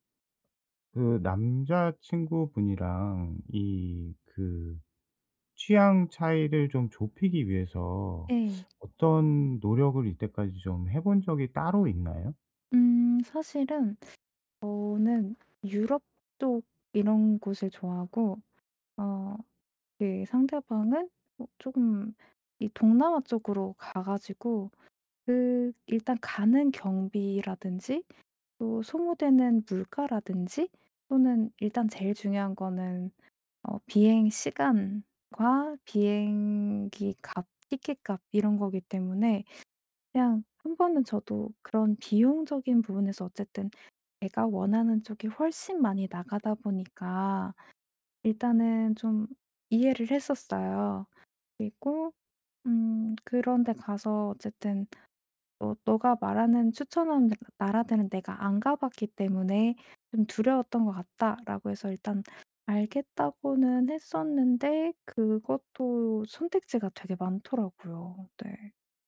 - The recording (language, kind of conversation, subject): Korean, advice, 짧은 휴가로도 충분히 만족하려면 어떻게 계획하고 우선순위를 정해야 하나요?
- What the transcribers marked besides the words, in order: tapping